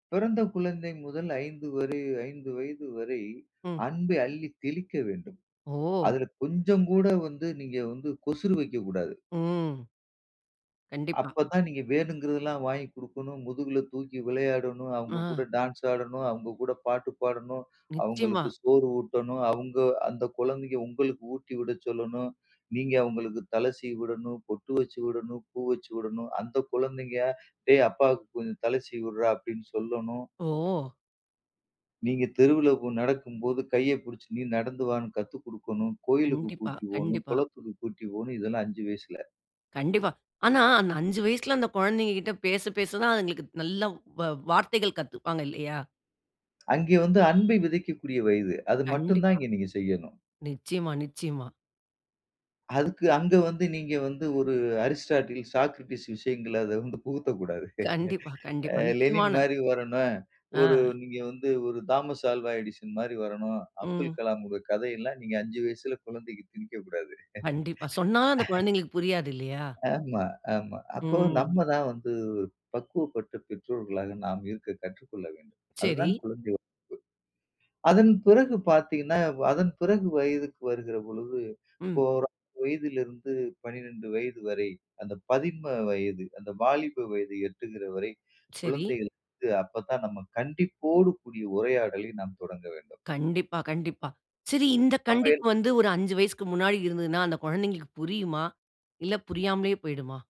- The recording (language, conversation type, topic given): Tamil, podcast, குழந்தைகளுடன் திறந்த மனதுடன் உரையாடலை எப்படித் தொடங்குகிறீர்கள்?
- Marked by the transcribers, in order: other noise; tapping; "குழந்தைங்கட்ட" said as "குழந்தைங்க"; "போணும்" said as "ஓணும்"; "போணும்" said as "ஓணும்"; horn; laugh; chuckle; grunt; anticipating: "சரி. இந்த கண்டிப்பு வந்து ஒரு … இல்ல புரியாமலே போய்டுமா?"